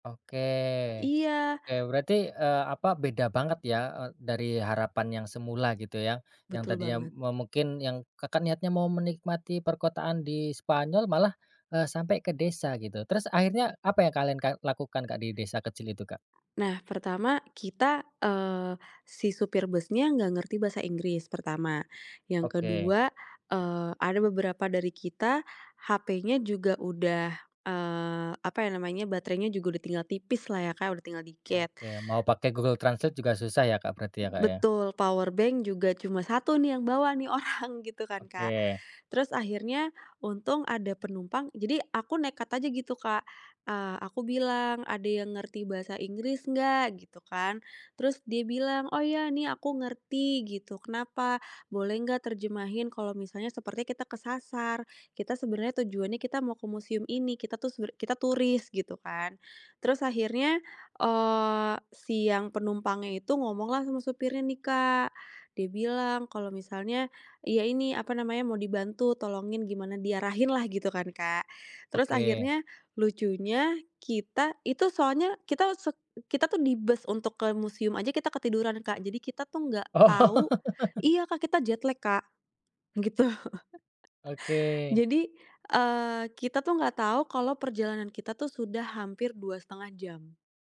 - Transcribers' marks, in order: tapping; in English: "powerbank"; laughing while speaking: "orang"; chuckle; in English: "jet lag"; chuckle
- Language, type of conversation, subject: Indonesian, podcast, Pernahkah kamu nekat pergi ke tempat asing tanpa rencana?